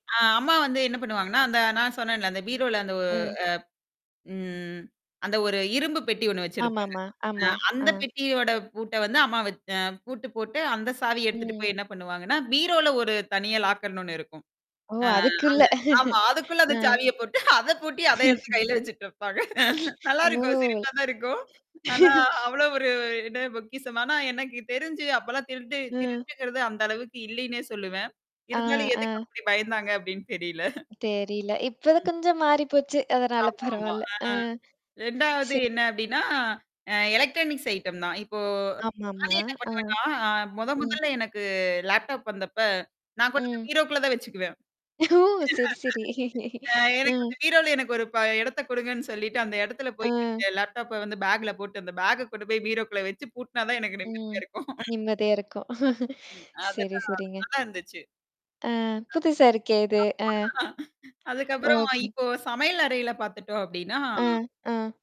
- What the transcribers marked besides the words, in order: other background noise; mechanical hum; in English: "லாக்கர்னு"; laughing while speaking: "அந்தச் சாவியப் போட்டு அதைப் பூட்டி அதைக் கையில வச்சுக்கிட்டுருப்பாங்க. நல்லா இருக்கும் சிரிப்பாத்தான் இருக்கும்"; chuckle; chuckle; sniff; distorted speech; in English: "எலக்ட்ரானிக்ஸ் ஐட்டம்"; in English: "லேப்டாப்"; chuckle; static; laughing while speaking: "ஓ! சரி, சரி"; in English: "லேப்டாப்ப"; chuckle; other noise; chuckle; tapping
- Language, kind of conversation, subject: Tamil, podcast, கடந்த சில ஆண்டுகளில் உங்கள் அலமாரி எப்படி மாறியிருக்கிறது?